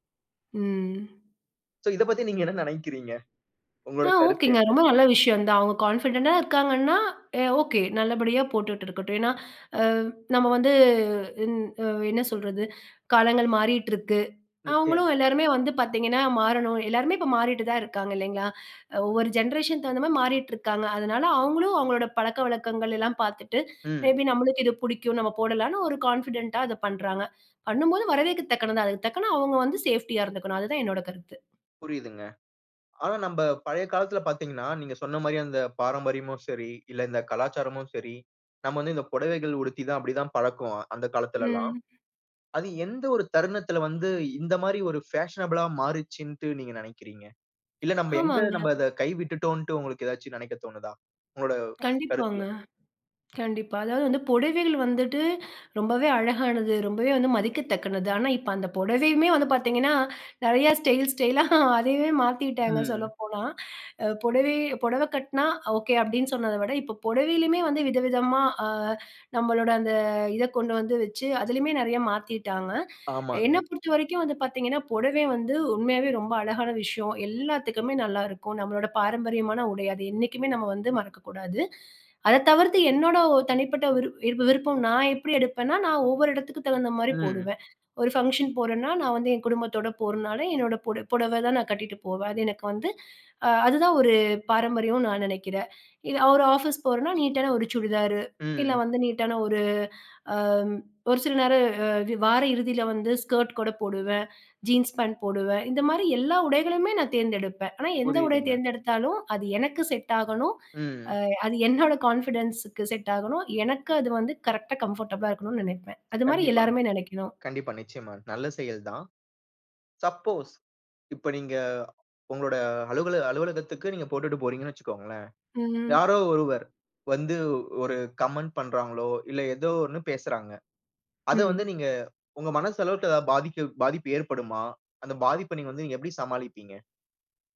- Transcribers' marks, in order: laughing while speaking: "சோ இதப் பத்தி நீங்க என்ன நெனைக்கிறீங்க? உங்களோட கருத்து என்ன?"; in English: "கான்ஃபிடென்ட்டா"; inhale; inhale; in English: "ஜென்ரேஷன்"; in English: "மே பி"; in English: "கான்ஃபிடென்ட்டா"; in English: "சேஃப்டியா"; tapping; in English: "பேஷனபிள்ளா"; other background noise; inhale; "மதிக்கத்தக்கது" said as "மதிக்கத்தக்கனது"; laughing while speaking: "இப்ப அந்த பொடவையுமே வந்து பார்த்தீங்கன்னா, நெறைய ஸ்டைல் ஸ்டைலா அதையே மாத்திவிட்டாங்க சொல்லப்போனா"; inhale; "என்னை" said as "என்ன"; inhale; in English: "ஃபங்க்ஷன்"; in English: "ஸ்கர்ட்"; in English: "ஜீன்ஸ் பேண்ட்"; chuckle; in English: "கான்ஃபிடன்ஸுக்கு செட்"; in English: "கரெக்டா கம்ஃபர்டபிளா"; in English: "சப்போஸ்"; "போகிறீங்கன்னு" said as "போறீங்கன்னு"; in English: "கமெண்ட்"; "பண்றார்களோ" said as "பண்றாங்களோ"
- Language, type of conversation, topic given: Tamil, podcast, மற்றோரின் கருத்து உன் உடைத் தேர்வை பாதிக்குமா?